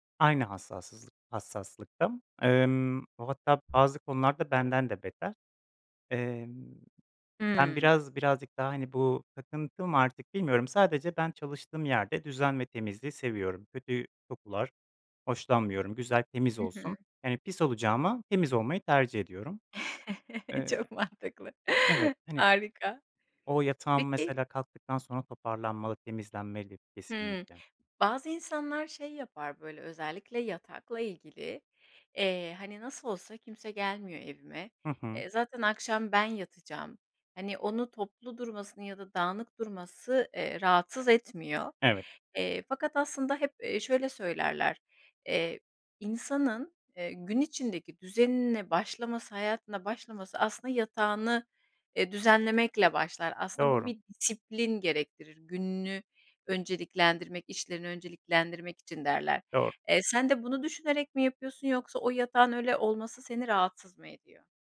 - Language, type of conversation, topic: Turkish, podcast, Evde temizlik düzenini nasıl kurarsın?
- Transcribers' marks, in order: tapping; chuckle; laughing while speaking: "Çok mantıklı. Harika"; other background noise